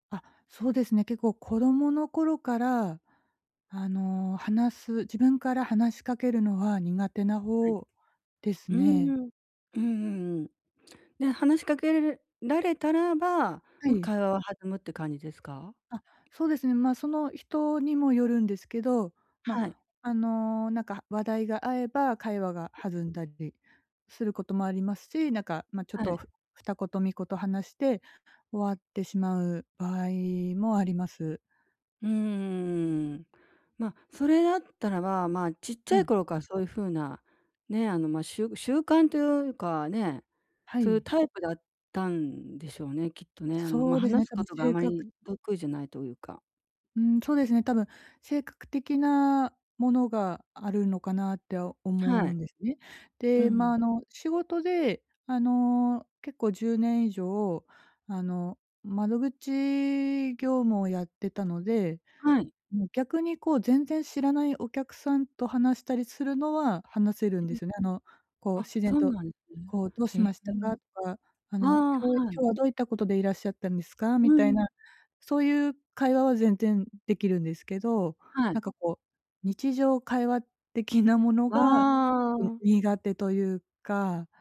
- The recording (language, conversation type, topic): Japanese, advice, 会話を自然に続けるにはどうすればいいですか？
- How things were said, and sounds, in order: other noise